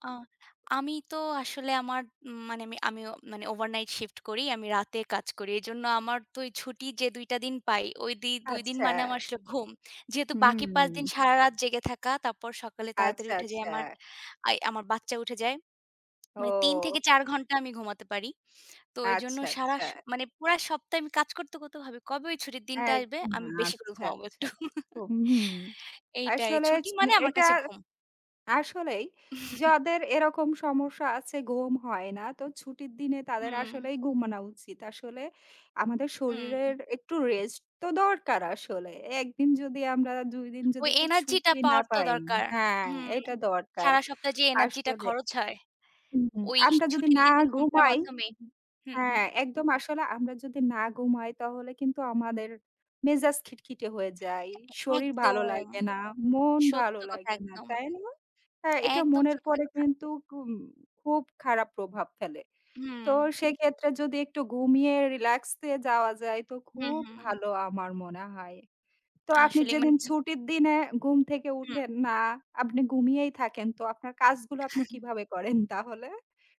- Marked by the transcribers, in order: other background noise; put-on voice: "কবে ওই ছুটির দিনটা আসবে? আমি বেশি করে ঘুমাবো একটু"; laugh; chuckle; chuckle; laughing while speaking: "করেন"
- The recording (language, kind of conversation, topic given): Bengali, unstructured, ছুটির দিনে দেরি করে ঘুমানো আর ভোরে উঠে দিন শুরু করার মধ্যে কোনটি আপনার কাছে বেশি আরামদায়ক মনে হয়?